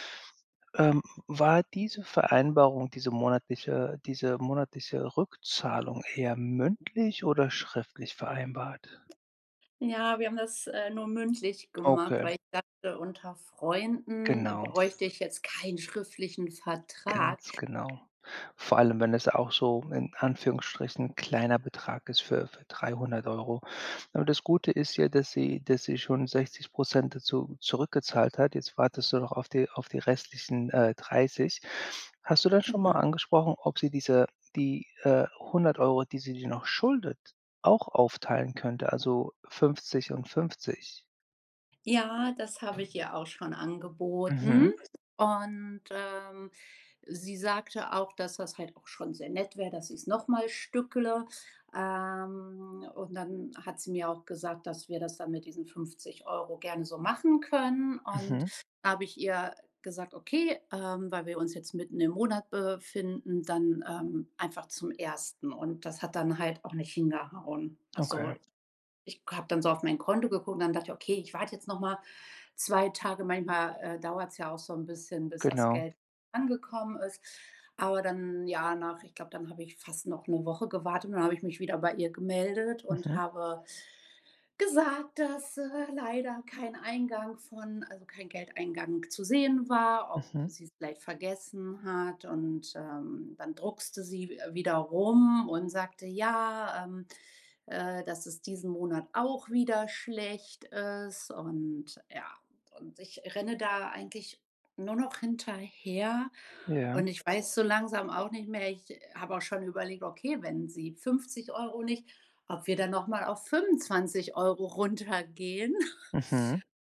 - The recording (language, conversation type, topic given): German, advice, Was kann ich tun, wenn ein Freund oder eine Freundin sich Geld leiht und es nicht zurückzahlt?
- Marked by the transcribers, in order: other background noise; chuckle